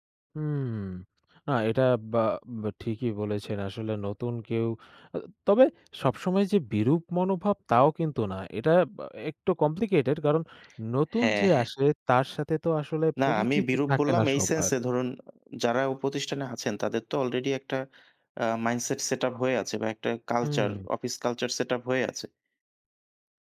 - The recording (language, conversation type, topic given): Bengali, unstructured, কখনো কি আপনার মনে হয়েছে যে কাজের ক্ষেত্রে আপনি অবমূল্যায়িত হচ্ছেন?
- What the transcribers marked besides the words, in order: none